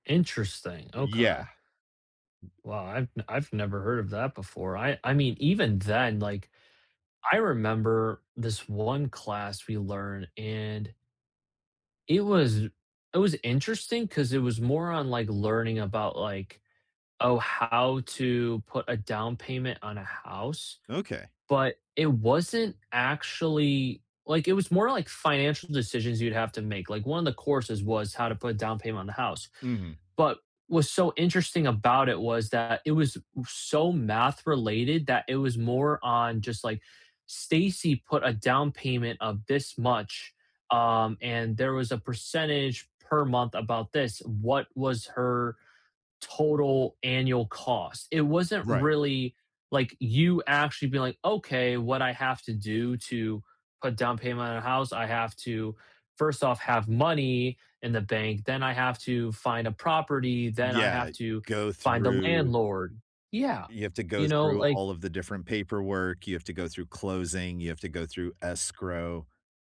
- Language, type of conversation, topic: English, unstructured, What skills do you think schools should focus more on?
- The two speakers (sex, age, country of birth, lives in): male, 20-24, United States, United States; male, 40-44, United States, United States
- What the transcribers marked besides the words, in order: tapping